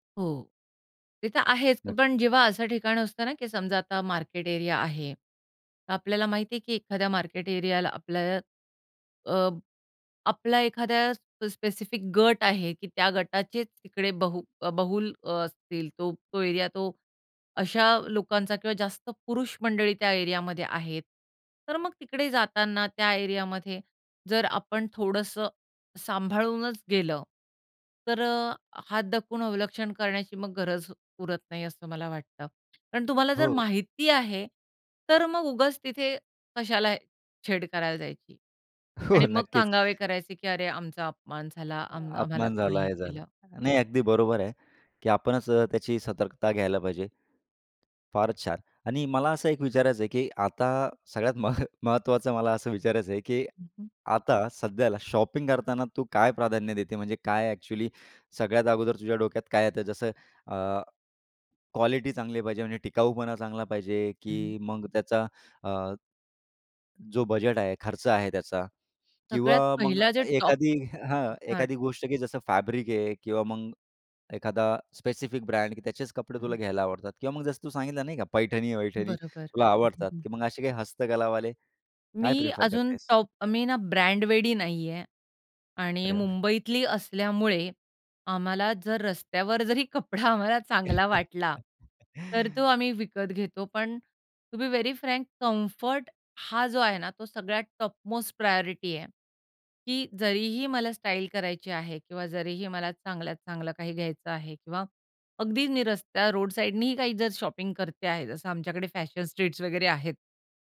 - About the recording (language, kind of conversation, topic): Marathi, podcast, पारंपरिक आणि आधुनिक कपडे तुम्ही कसे जुळवता?
- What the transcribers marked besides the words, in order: in English: "प स्पेसिफिक"; other background noise; tapping; laughing while speaking: "हो नक्कीच"; laughing while speaking: "मह"; in English: "फॅब्रिक"; in English: "टॉप"; unintelligible speech; in English: "स्पेसिफिक ब्रँड"; in English: "प्रिफर"; in English: "टॉप"; laugh; in English: "टू बी व्हेरी फ्रँक"; in English: "टॉप मोस्ट प्रायोरिटी"; in English: "स्ट्रीट्स"